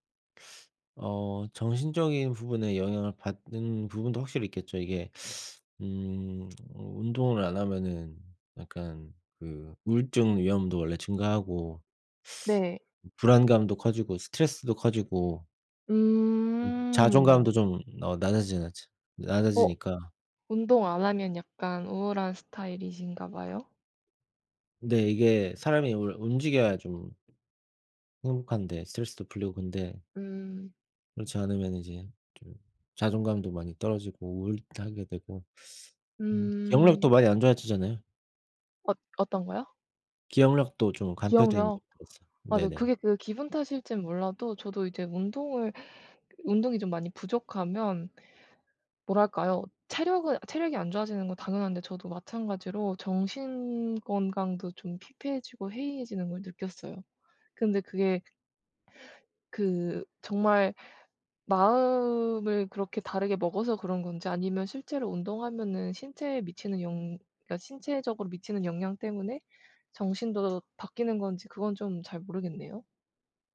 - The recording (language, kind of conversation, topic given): Korean, unstructured, 운동을 시작하지 않으면 어떤 질병에 걸릴 위험이 높아질까요?
- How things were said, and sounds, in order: teeth sucking; teeth sucking; tsk; teeth sucking; other background noise